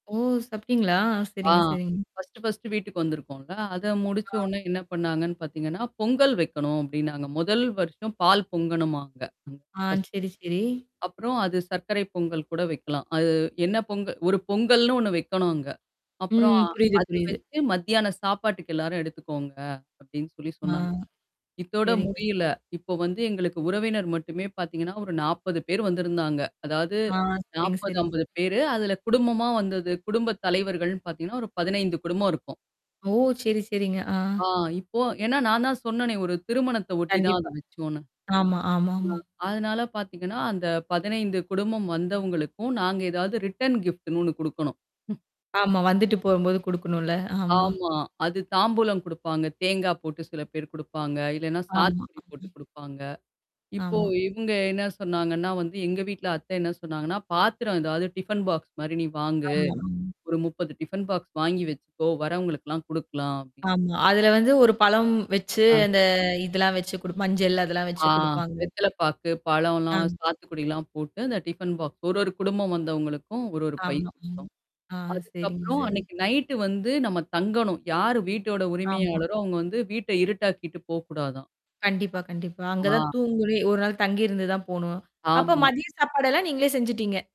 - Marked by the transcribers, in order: tapping; distorted speech; other noise; unintelligible speech; static; in English: "ரிட்டர்ன் கிஃப்ட்ன்னு"; laugh; in English: "டிஃபன் பாக்ஸ்"; in English: "டிஃபன் பாக்ஸ்"; drawn out: "ஆ"; in English: "டிஃபன் பாக்ஸ்"; "தூங்கணும்" said as "தூங்குறே"
- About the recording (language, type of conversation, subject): Tamil, podcast, புதிய வீடு குடியேறும் போது செய்யும் வழிபாடு அல்லது சடங்குகள் பற்றி சொல்ல முடியுமா?